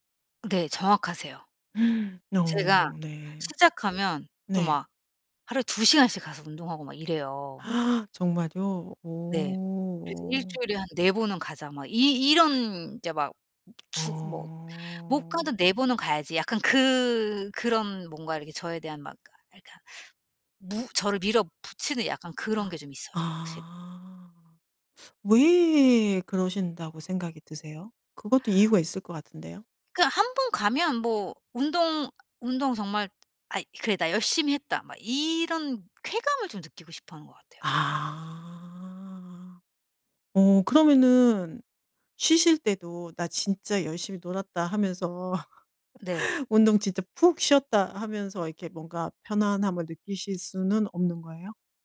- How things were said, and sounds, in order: gasp; gasp; other background noise; gasp; drawn out: "아"; laugh
- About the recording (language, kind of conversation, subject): Korean, advice, 꾸준히 운동하고 싶지만 힘들 땐 쉬어도 될지 어떻게 결정해야 하나요?